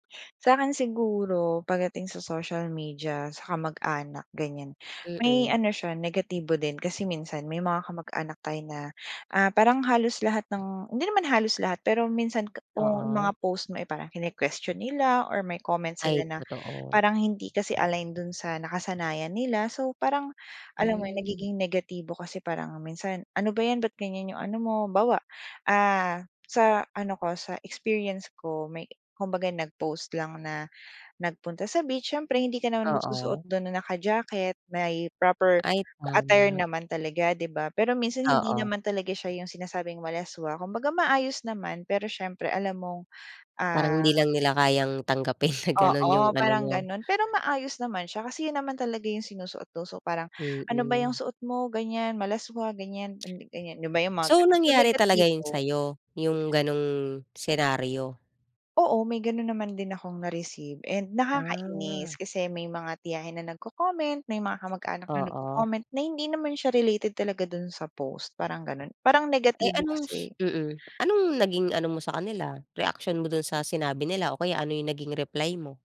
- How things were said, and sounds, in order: gasp; "Halimbawa" said as "Bawa"; laughing while speaking: "tanggapin"; "do'n" said as "do"; gasp; tongue click; unintelligible speech; gasp
- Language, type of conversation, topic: Filipino, podcast, Paano nakaaapekto ang paggamit ng midyang panlipunan sa tunay na relasyon?